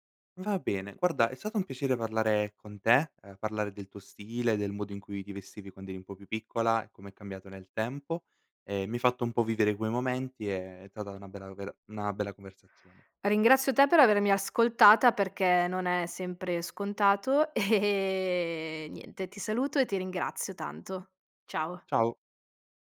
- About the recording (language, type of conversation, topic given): Italian, podcast, Come è cambiato il tuo modo di vestirti nel tempo?
- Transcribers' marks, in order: laughing while speaking: "e"